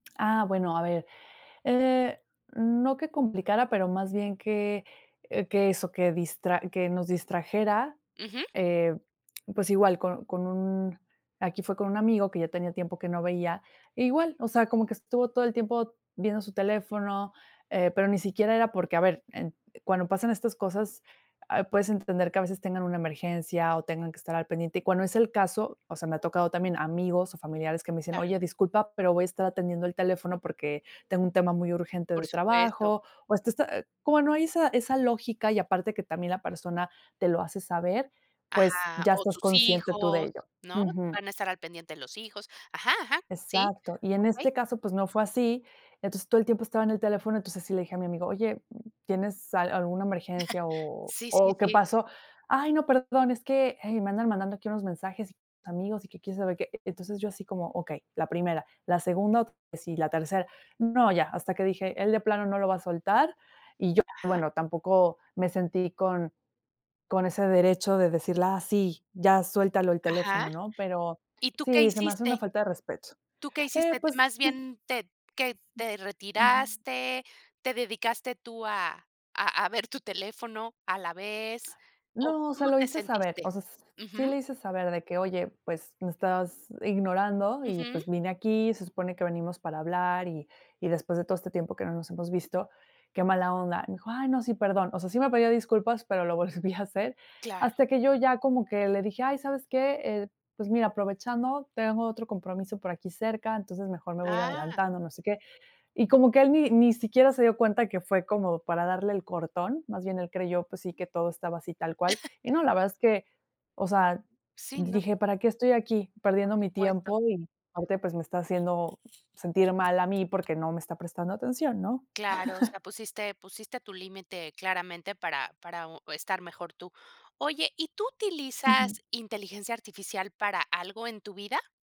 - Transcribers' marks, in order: chuckle; other noise; laughing while speaking: "lo volvió a hacer"; chuckle; other background noise; chuckle
- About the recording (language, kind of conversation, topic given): Spanish, podcast, ¿Cómo crees que la tecnología influirá en nuestras relaciones personales?